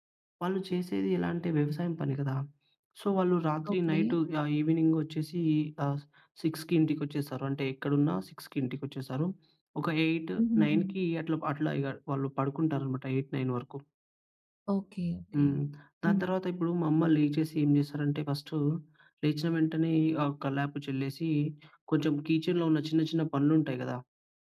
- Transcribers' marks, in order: in English: "సో"; in English: "నైట్"; in English: "ఈవినింగ్"; in English: "సిక్స్‌కి"; in English: "సిక్స్‌కి"; in English: "ఎయిట్ నైన్‌కి"; in English: "ఎయిట్ నైన్"; in English: "కిచెన్‌లో"
- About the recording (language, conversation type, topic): Telugu, podcast, మీ కుటుంబం ఉదయం ఎలా సిద్ధమవుతుంది?